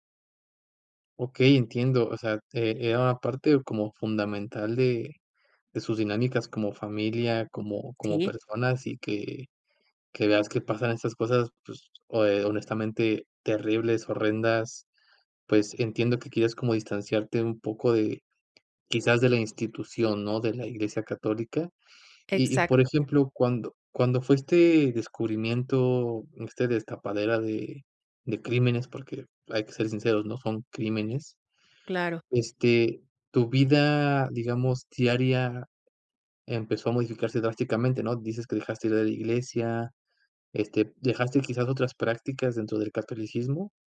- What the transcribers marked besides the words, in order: none
- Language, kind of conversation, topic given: Spanish, advice, ¿Cómo puedo afrontar una crisis espiritual o pérdida de fe que me deja dudas profundas?